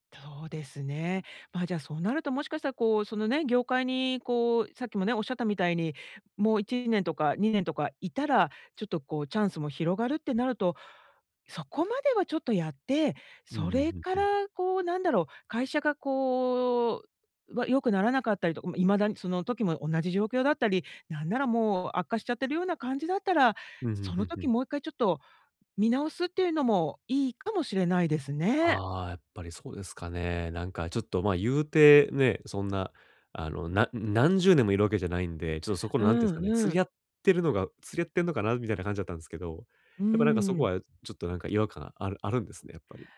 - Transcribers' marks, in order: tapping
- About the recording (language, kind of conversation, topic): Japanese, advice, 責任と報酬のバランスが取れているか、どのように判断すればよいですか？